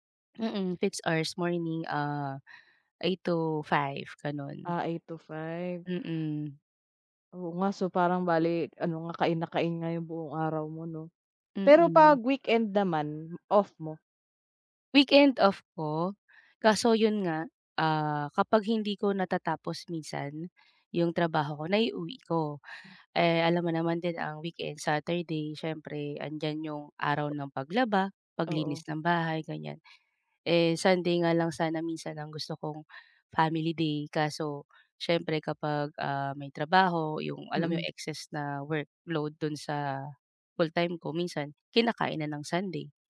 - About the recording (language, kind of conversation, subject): Filipino, advice, Paano ko malinaw na maihihiwalay ang oras para sa trabaho at ang oras para sa personal na buhay ko?
- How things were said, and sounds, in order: other background noise